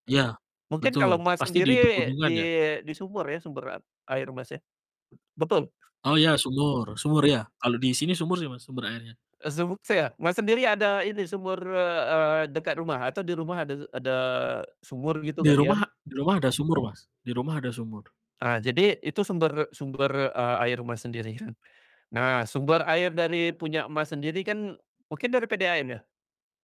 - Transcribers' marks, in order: tapping
- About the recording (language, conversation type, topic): Indonesian, unstructured, Apa yang kamu rasakan saat melihat berita tentang kebakaran hutan?